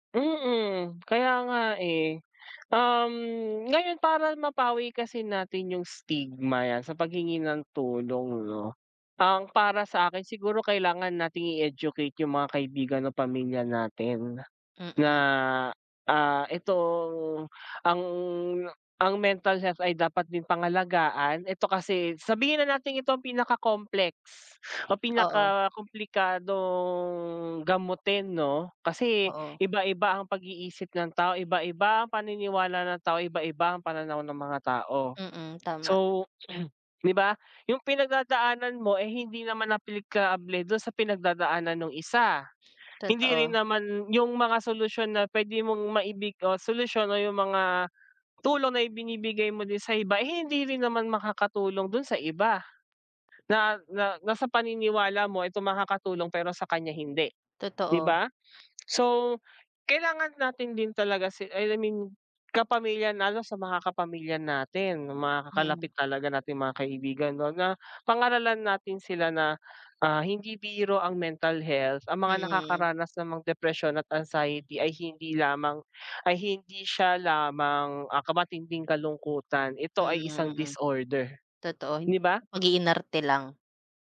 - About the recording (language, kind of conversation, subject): Filipino, unstructured, Ano ang masasabi mo tungkol sa paghingi ng tulong para sa kalusugang pangkaisipan?
- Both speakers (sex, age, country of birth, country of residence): female, 25-29, Philippines, Philippines; male, 25-29, Philippines, Philippines
- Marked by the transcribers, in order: throat clearing